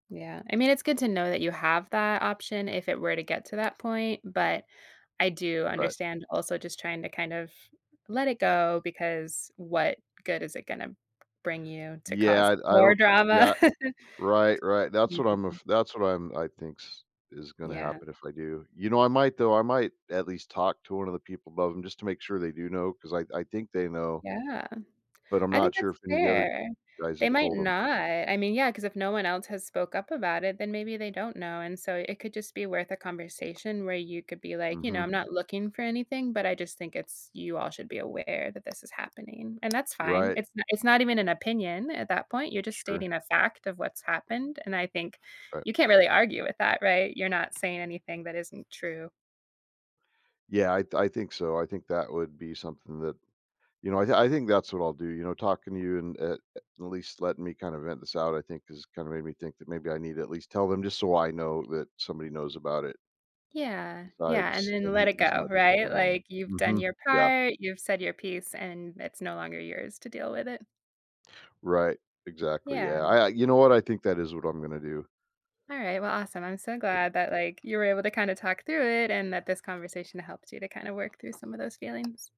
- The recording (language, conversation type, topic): English, advice, How can I manage feelings of contempt toward a coworker and still work together professionally?
- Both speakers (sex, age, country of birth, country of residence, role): female, 35-39, United States, United States, advisor; male, 55-59, United States, United States, user
- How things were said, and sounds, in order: tapping; chuckle; other background noise; unintelligible speech; unintelligible speech; unintelligible speech